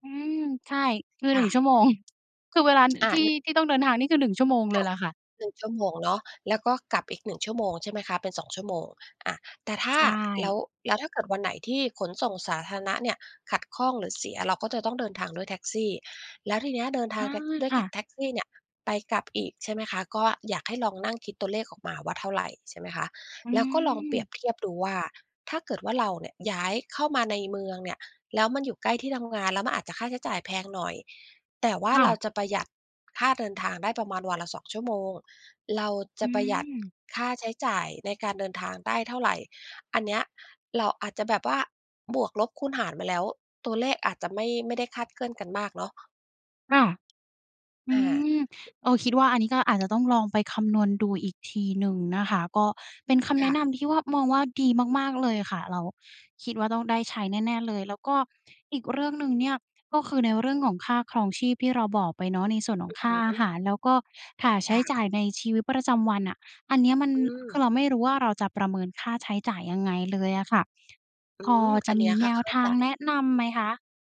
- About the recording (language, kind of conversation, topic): Thai, advice, คุณเครียดเรื่องค่าใช้จ่ายในการย้ายบ้านและตั้งหลักอย่างไรบ้าง?
- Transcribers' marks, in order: other background noise; tongue click; tapping